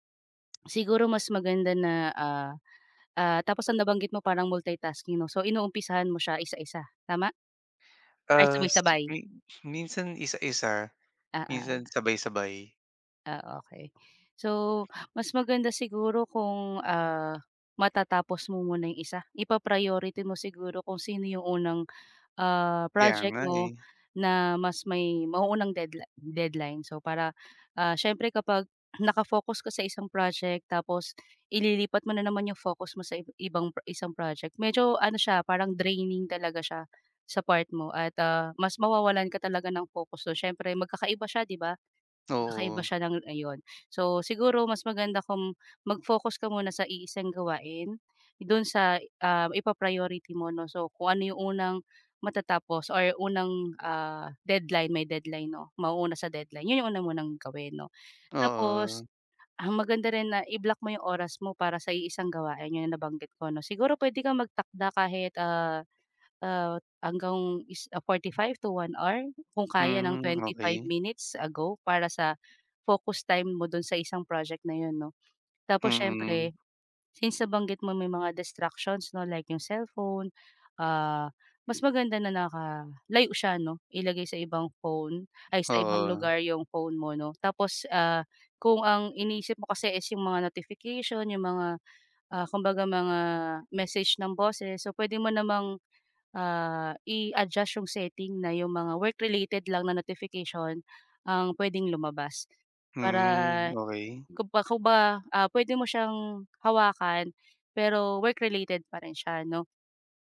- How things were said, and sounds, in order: other background noise; tapping
- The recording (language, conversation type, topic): Filipino, advice, Paano ko mapapanatili ang pokus sa kasalukuyan kong proyekto?